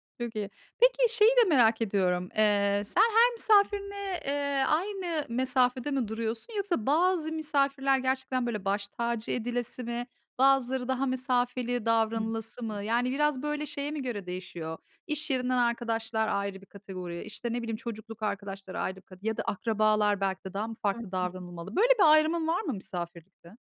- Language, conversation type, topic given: Turkish, podcast, Misafir ağırlarken nelere dikkat edersin, örnek verebilir misin?
- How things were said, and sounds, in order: unintelligible speech